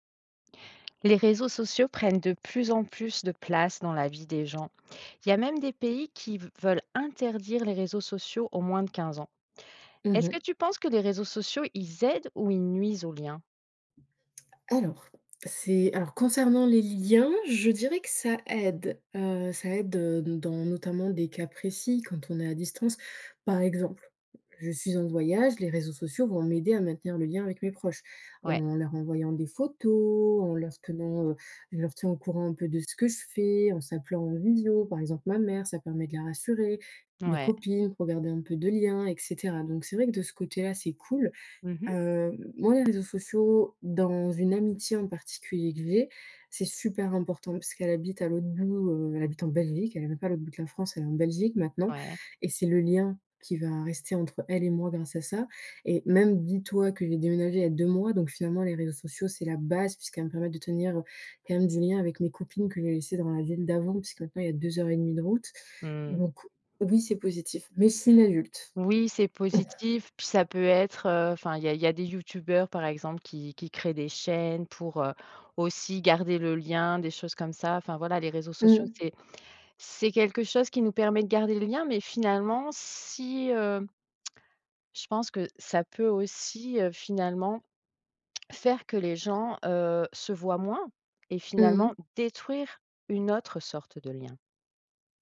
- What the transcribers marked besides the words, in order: stressed: "interdire"; other background noise; stressed: "base"; chuckle; tsk; stressed: "détruire"
- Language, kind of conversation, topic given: French, podcast, Les réseaux sociaux renforcent-ils ou fragilisent-ils nos liens ?